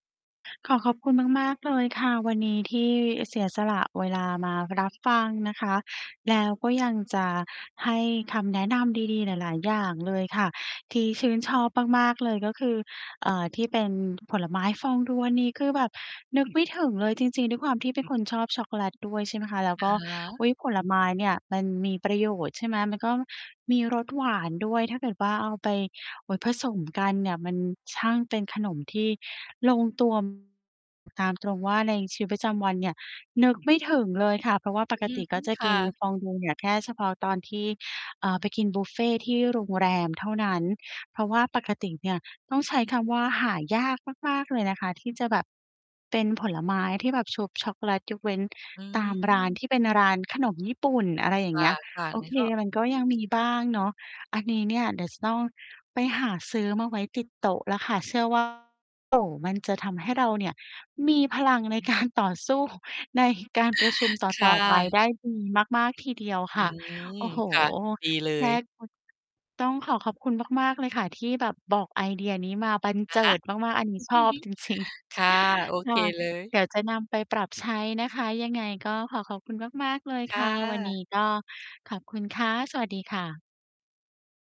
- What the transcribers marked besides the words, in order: tapping; distorted speech; "ยวจะต้อง" said as "เด็ด ช ต้อง"; laughing while speaking: "การ"; chuckle; laughing while speaking: "สู้ใน"; laughing while speaking: "จริง ๆ"; chuckle
- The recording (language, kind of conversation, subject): Thai, advice, ทำไมฉันถึงยังตอบสนองต่อความเครียดแบบเดิมๆ อยู่?